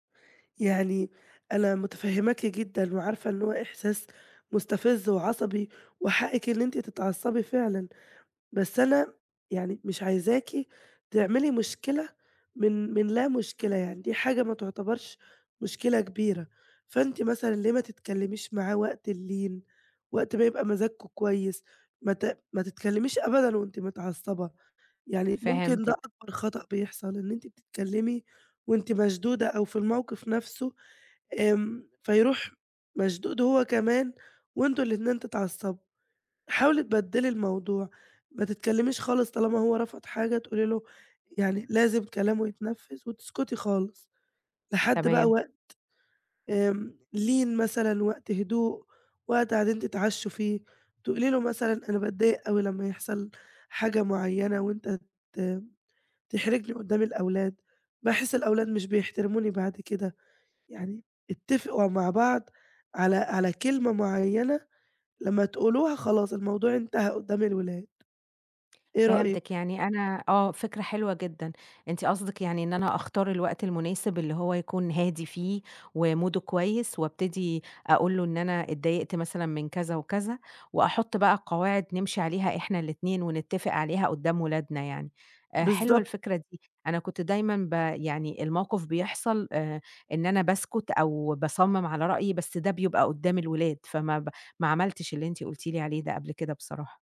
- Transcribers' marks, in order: in English: "وموده"
- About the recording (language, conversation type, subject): Arabic, advice, إزاي نحلّ خلافاتنا أنا وشريكي عن تربية العيال وقواعد البيت؟
- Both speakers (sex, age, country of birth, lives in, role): female, 20-24, Egypt, Greece, advisor; female, 30-34, Egypt, Egypt, user